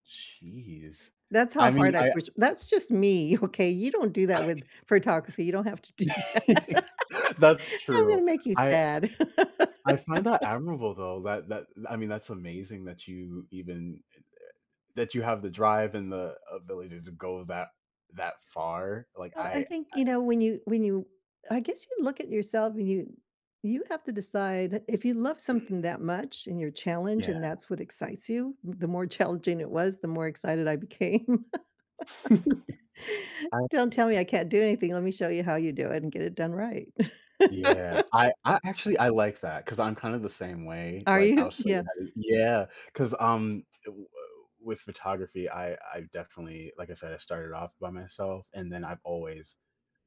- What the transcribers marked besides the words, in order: laughing while speaking: "Okay"; laughing while speaking: "I"; laugh; laughing while speaking: "do that"; laugh; laugh; laughing while speaking: "became"; laugh; other background noise
- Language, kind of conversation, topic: English, unstructured, When did you feel proud of who you are?
- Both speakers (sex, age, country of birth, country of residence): female, 70-74, United States, United States; male, 25-29, United States, United States